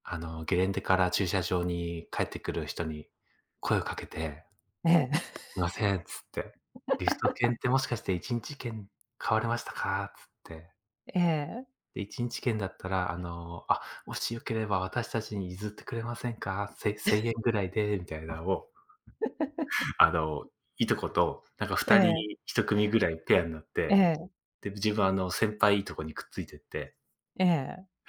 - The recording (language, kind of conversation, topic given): Japanese, unstructured, 昔の家族旅行で特に楽しかった場所はどこですか？
- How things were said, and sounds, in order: laugh; other background noise; laugh; tapping